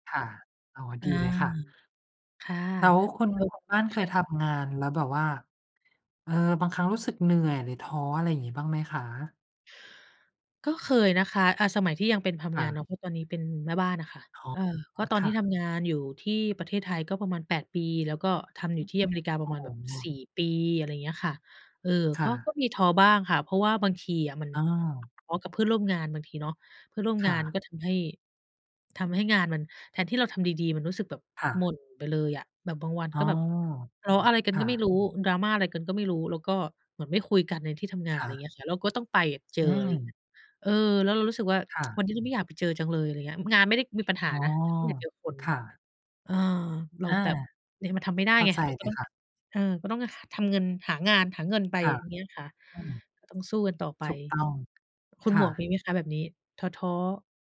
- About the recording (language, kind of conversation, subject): Thai, unstructured, คุณเคยรู้สึกท้อแท้กับงานไหม และจัดการกับความรู้สึกนั้นอย่างไร?
- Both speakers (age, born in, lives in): 30-34, Thailand, United States; 60-64, Thailand, Thailand
- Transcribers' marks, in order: other background noise; tapping; tsk